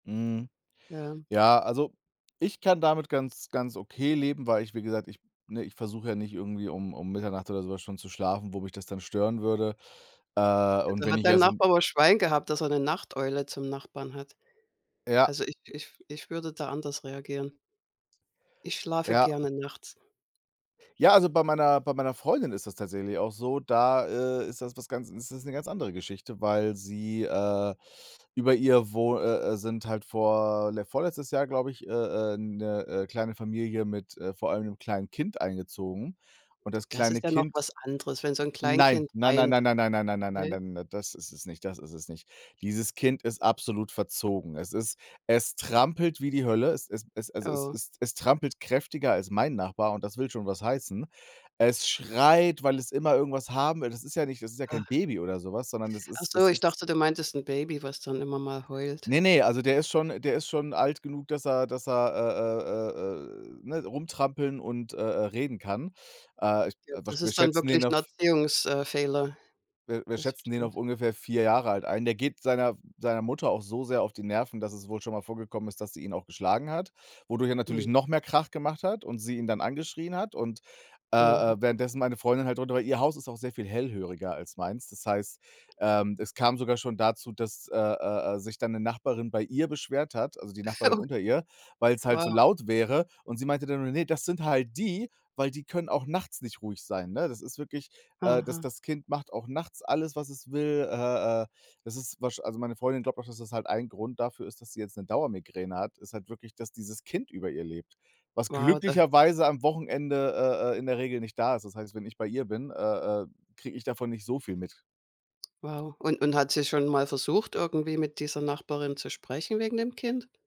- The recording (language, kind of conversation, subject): German, unstructured, Wie reagierst du, wenn dein Nachbar ständig spät nachts laut ist?
- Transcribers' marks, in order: other background noise; unintelligible speech